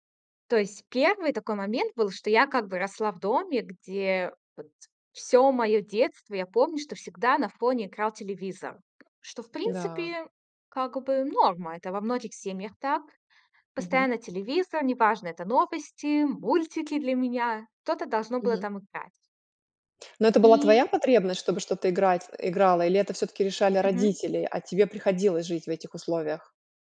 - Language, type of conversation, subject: Russian, podcast, Что для тебя значит цифровой детокс и как его провести?
- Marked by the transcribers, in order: tapping